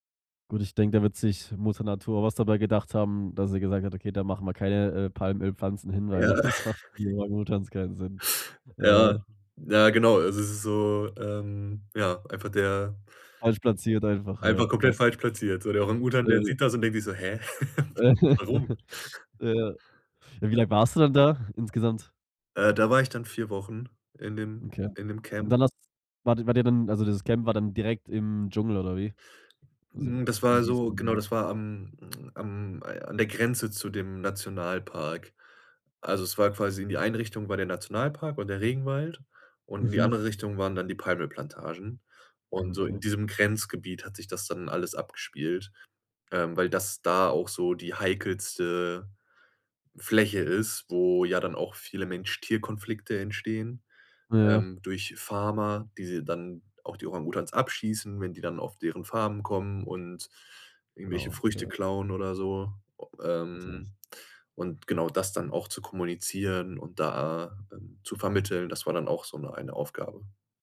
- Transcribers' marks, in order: laughing while speaking: "Ja"; chuckle; chuckle; laughing while speaking: "Warum?"
- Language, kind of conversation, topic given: German, podcast, Was war deine denkwürdigste Begegnung auf Reisen?